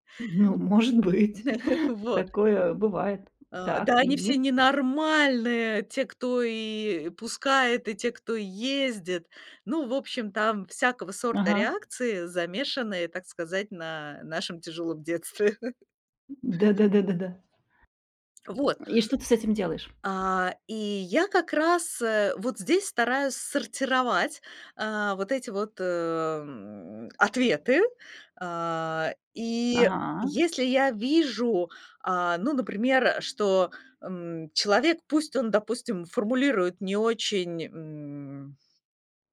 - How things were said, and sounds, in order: tapping; chuckle; other background noise; laugh
- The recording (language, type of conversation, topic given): Russian, podcast, Как вы реагируете на критику в социальных сетях?